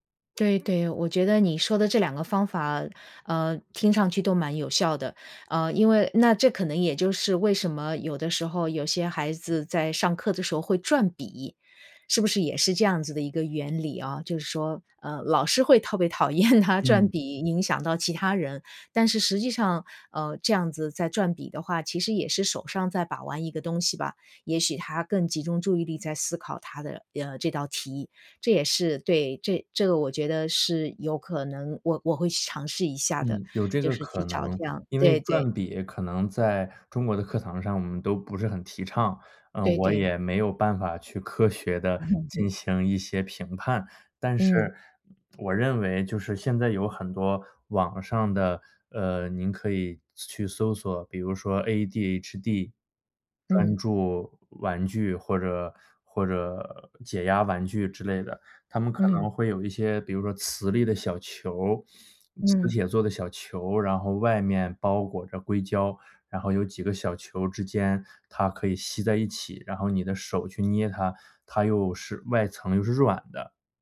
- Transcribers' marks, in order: laughing while speaking: "厌他"; laugh; laughing while speaking: "科学"
- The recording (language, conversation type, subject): Chinese, advice, 开会或学习时我经常走神，怎么才能更专注？